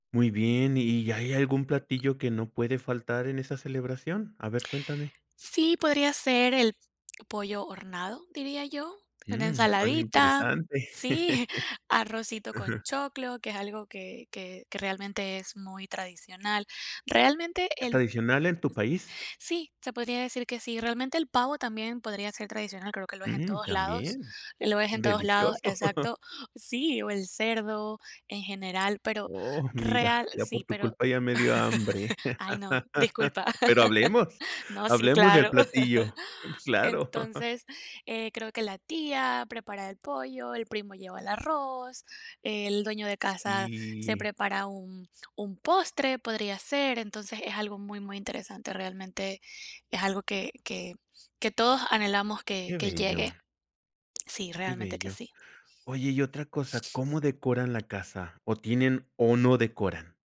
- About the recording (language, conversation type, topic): Spanish, podcast, ¿Cómo celebran las fiestas en tu familia?
- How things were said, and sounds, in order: other noise; "horneado" said as "hornado"; chuckle; chuckle; chuckle; laugh; chuckle; drawn out: "Sí"